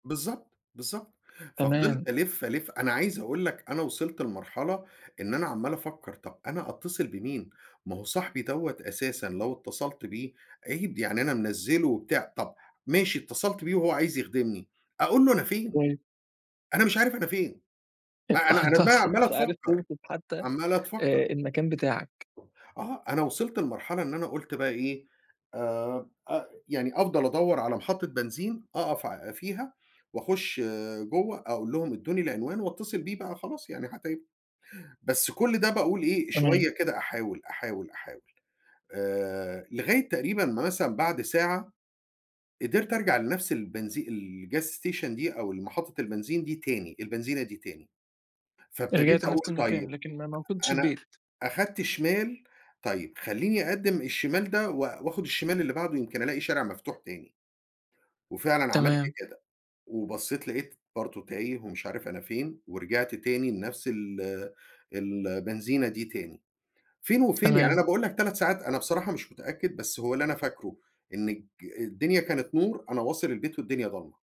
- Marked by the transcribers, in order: unintelligible speech; laughing while speaking: "أنت"; other background noise; in English: "الgas station"; tapping
- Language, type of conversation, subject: Arabic, podcast, هل حصلك قبل كده تتيه عن طريقك، وإيه اللي حصل بعدها؟